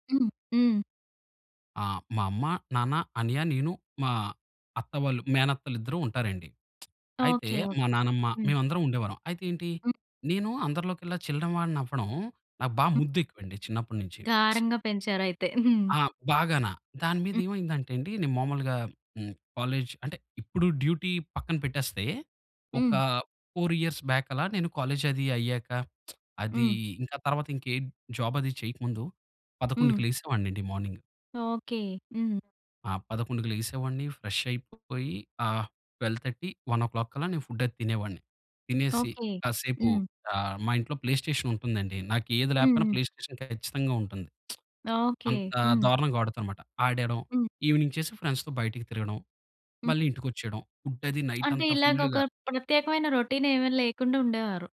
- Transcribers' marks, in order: other background noise; lip smack; in English: "కాలేజ్"; in English: "డ్యూటీ"; in English: "ఫోర్ ఇయర్స్ బ్యాక్"; in English: "కాలేజ్"; lip smack; in English: "మార్నింగ్"; in English: "ఫ్రెష్"; in English: "ట్వెల్వ్ థర్టీ, వన్ ఓ క్లాక్"; in English: "ప్లే"; in English: "ప్లే స్టేషన్"; lip smack; in English: "ఈవెనింగ్"; in English: "ఫ్రెండ్స్‌తో"
- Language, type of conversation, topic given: Telugu, podcast, ఆసక్తి తగ్గినప్పుడు మీరు మీ అలవాట్లను మళ్లీ ఎలా కొనసాగించగలిగారు?